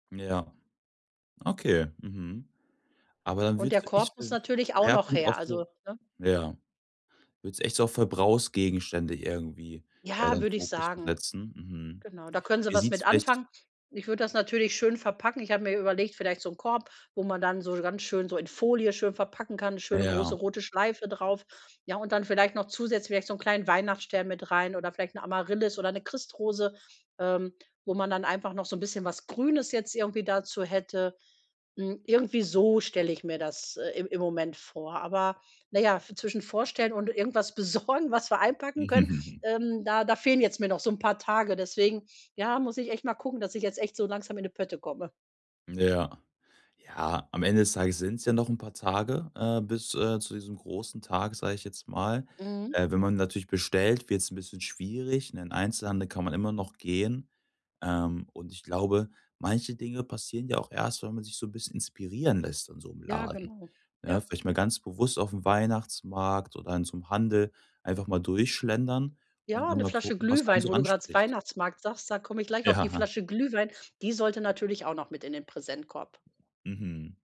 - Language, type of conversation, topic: German, advice, Wie finde ich passende Geschenke, wenn ich unsicher bin?
- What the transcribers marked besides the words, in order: stressed: "Ja"; laughing while speaking: "besorgen"; giggle; joyful: "Ja"; laughing while speaking: "Ja"; other background noise